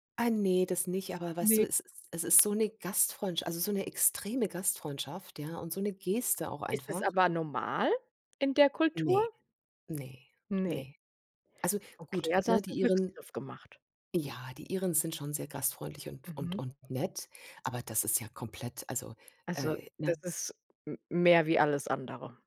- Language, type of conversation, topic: German, podcast, Wer hat dir auf Reisen die größte Gastfreundschaft gezeigt?
- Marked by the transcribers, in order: none